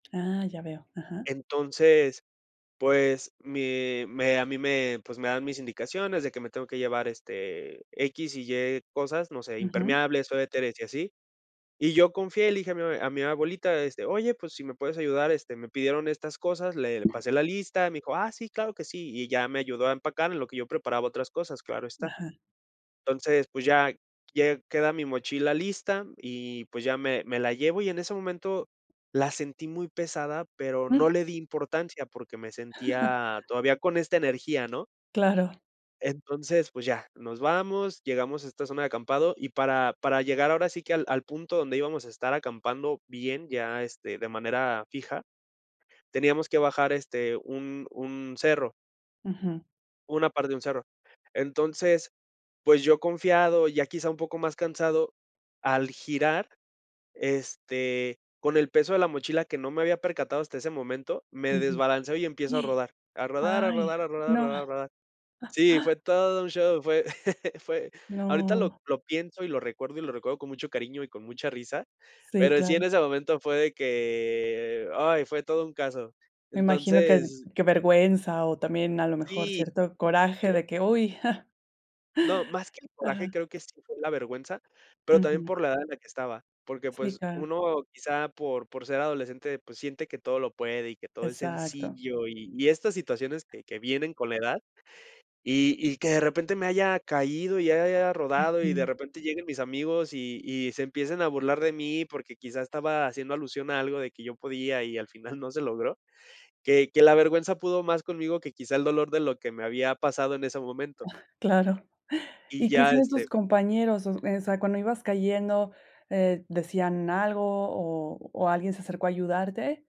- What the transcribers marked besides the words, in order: other background noise; other noise; chuckle; inhale; chuckle; drawn out: "que"; chuckle; chuckle
- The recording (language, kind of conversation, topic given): Spanish, podcast, ¿Te quedó alguna anécdota graciosa por un malentendido durante el viaje?